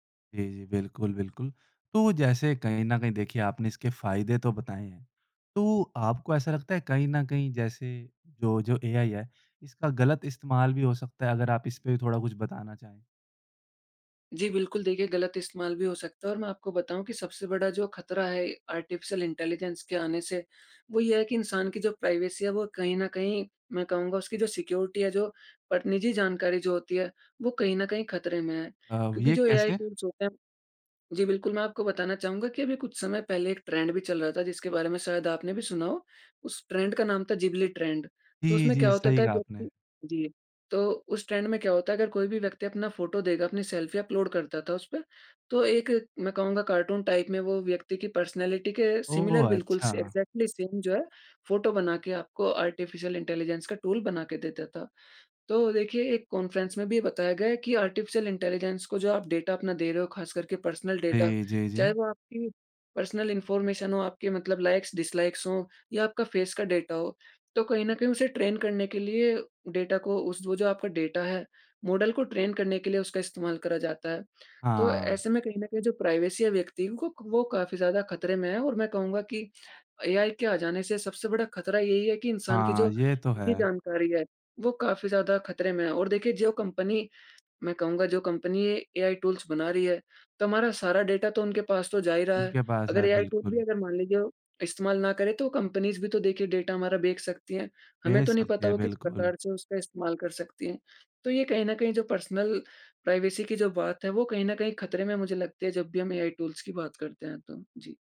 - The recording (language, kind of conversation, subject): Hindi, podcast, एआई उपकरणों ने आपकी दिनचर्या कैसे बदली है?
- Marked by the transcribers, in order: in English: "प्राइवेसी"; in English: "सिक्योरिटी"; in English: "ट्रेंड"; in English: "ट्रेंड"; in English: "ट्रेंड"; in English: "ट्रेंड"; in English: "अपलोड"; in English: "टाइप"; in English: "पर्सनैलिटी"; in English: "सिमिलर"; in English: "एग्ज़ैक्टली सेम"; in English: "कॉन्फ्रेंस"; in English: "पर्सनल"; in English: "पर्सनल इन्फॉर्मेशन"; in English: "लाइक्स-डिसलाइक्स"; in English: "फेस"; in English: "ट्रेन"; in English: "ट्रेन"; in English: "प्राइवेसी"; in English: "पर्सनल प्राइवेसी"